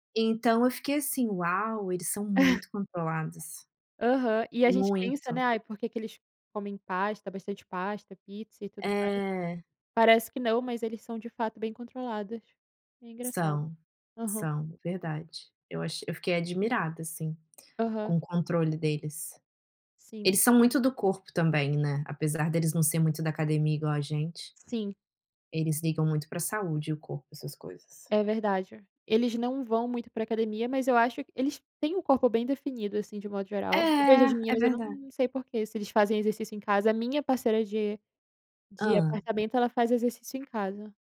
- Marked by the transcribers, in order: chuckle
- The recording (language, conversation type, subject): Portuguese, unstructured, Qual é o seu truque para manter a energia ao longo do dia?